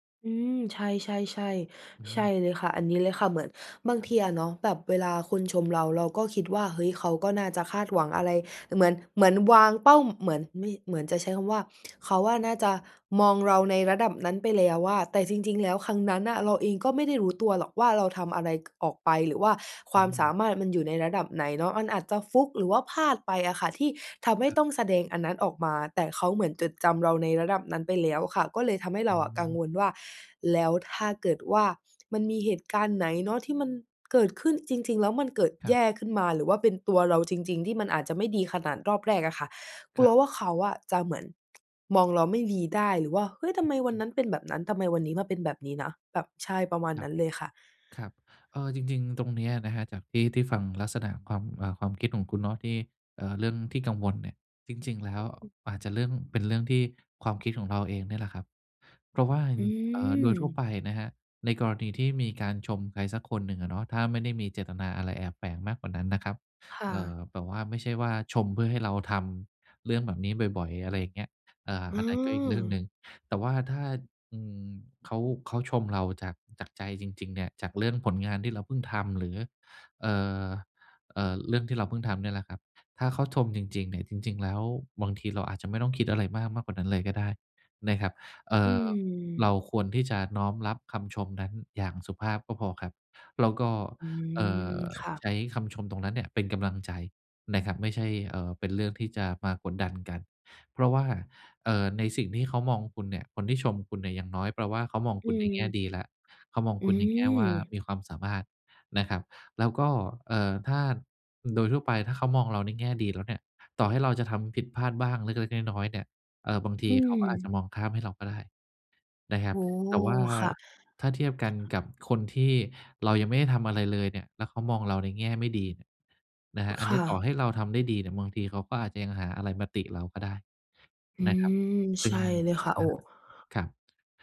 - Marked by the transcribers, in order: tapping; other background noise; unintelligible speech
- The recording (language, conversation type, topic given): Thai, advice, จะจัดการความวิตกกังวลหลังได้รับคำติชมอย่างไรดี?